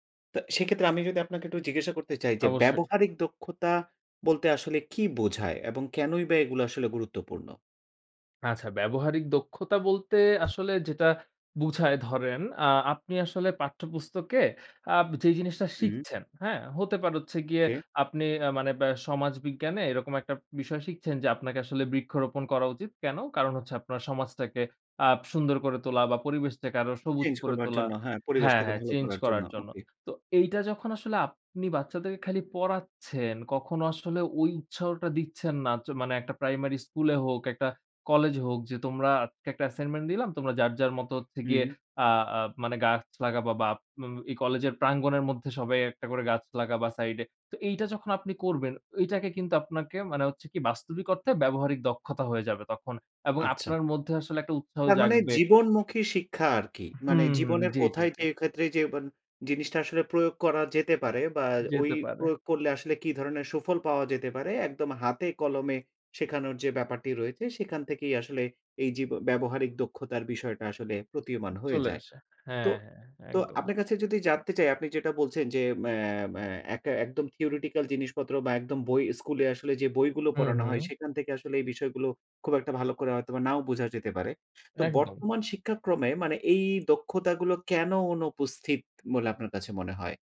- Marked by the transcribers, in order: other background noise; tapping; in English: "theoretical"
- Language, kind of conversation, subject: Bengali, podcast, পাঠ্যক্রমে জীবনের ব্যবহারিক দক্ষতার কতটা অন্তর্ভুক্তি থাকা উচিত বলে আপনি মনে করেন?